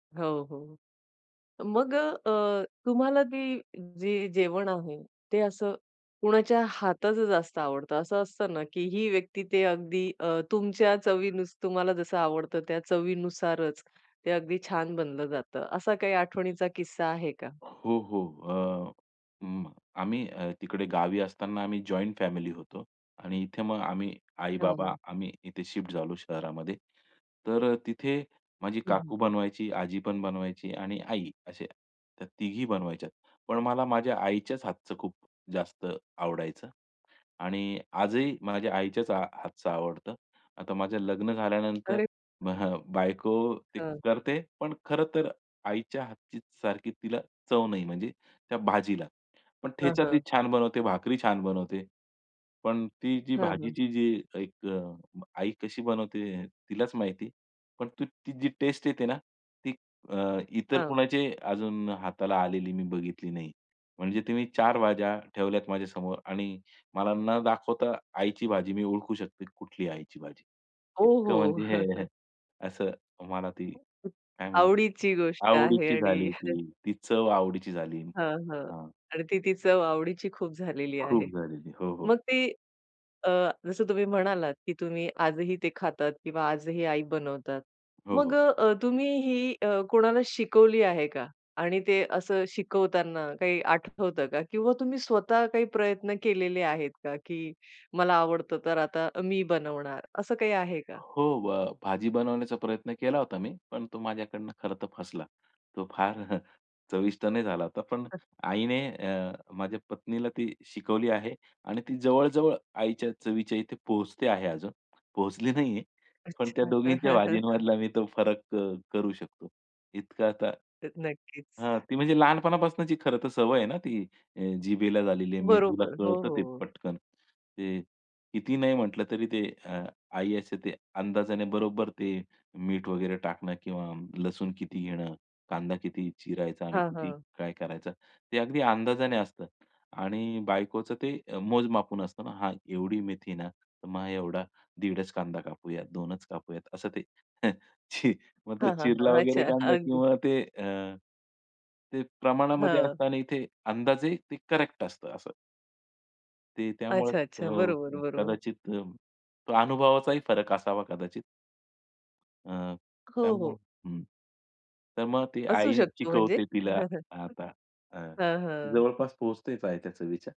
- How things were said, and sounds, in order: tapping; other background noise; other noise; chuckle; surprised: "ओह हो!"; chuckle; chuckle; chuckle; chuckle; laugh; chuckle; chuckle
- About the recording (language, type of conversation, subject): Marathi, podcast, बालपणीचं कोणतं जेवण तुम्हाला आजही ठळकपणे आठवतं, ज्याने तुमची ओळख घडवली?